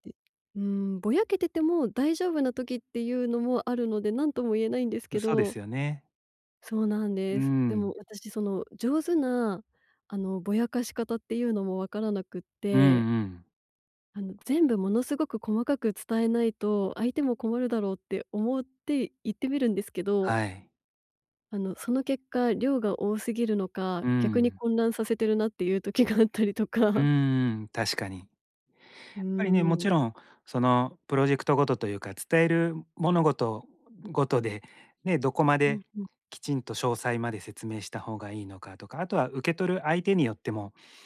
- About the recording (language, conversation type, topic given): Japanese, advice, 短時間で会議や発表の要点を明確に伝えるには、どうすればよいですか？
- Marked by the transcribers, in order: chuckle; laughing while speaking: "あったりとか"